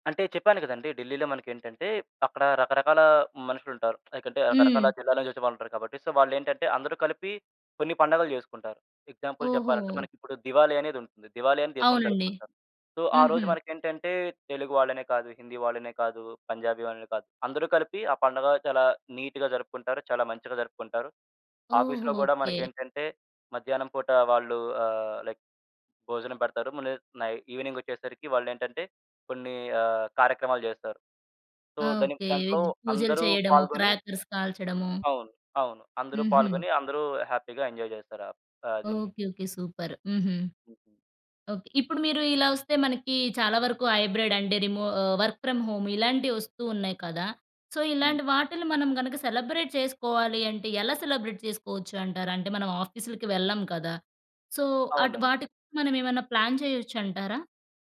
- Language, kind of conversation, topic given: Telugu, podcast, ఆఫీసులో సెలవులు, వేడుకలు నిర్వహించడం ఎంత ముఖ్యమని మీరు భావిస్తారు?
- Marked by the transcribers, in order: in English: "సో"; in English: "ఎగ్జాంపుల్"; in English: "సో"; in English: "నీట్‌గా"; in English: "ఆఫీస్‌లో"; in English: "లైక్"; in English: "సో"; in English: "క్రాకర్స్"; in English: "హ్యాపీ‌గా ఎంజాయ్"; in English: "సూపర్"; in English: "హైబ్రిడ్"; in English: "వర్క్ ఫ్రామ్ హోమ్"; in English: "సో"; other background noise; in English: "సెలబ్రేట్"; in English: "సెలబ్రేట్"; in English: "సో"; in English: "ప్లాన్"